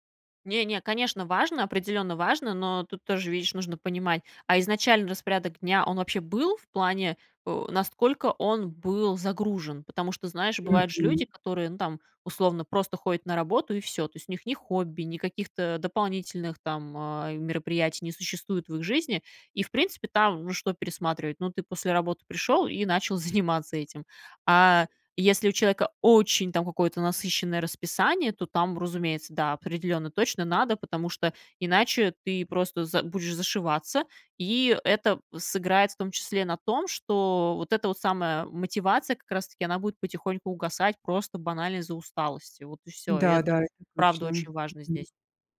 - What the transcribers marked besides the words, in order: laughing while speaking: "заниматься"
- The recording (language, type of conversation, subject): Russian, podcast, Какие простые практики вы бы посоветовали новичкам?